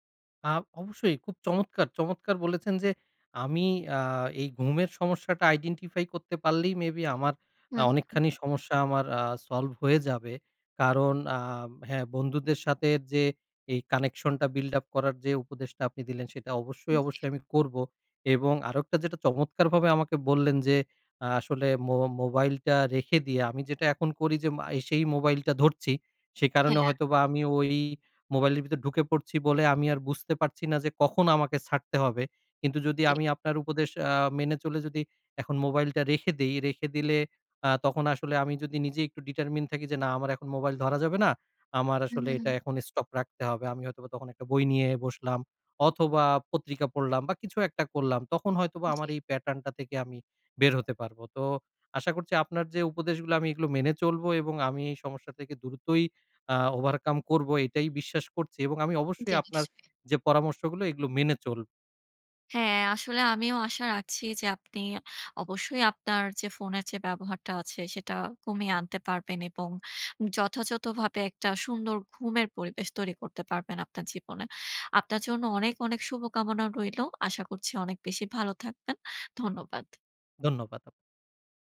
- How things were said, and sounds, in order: in English: "identify"; in English: "build-up"; "আরেকটা" said as "আরক্টা"; in English: "determine"; in English: "pattern"; "দ্রুতই" said as "দুরুতই"; in English: "overcome"
- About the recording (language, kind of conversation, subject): Bengali, advice, রাতে ফোন ব্যবহার কমিয়ে ঘুম ঠিক করার চেষ্টা বারবার ব্যর্থ হওয়ার কারণ কী হতে পারে?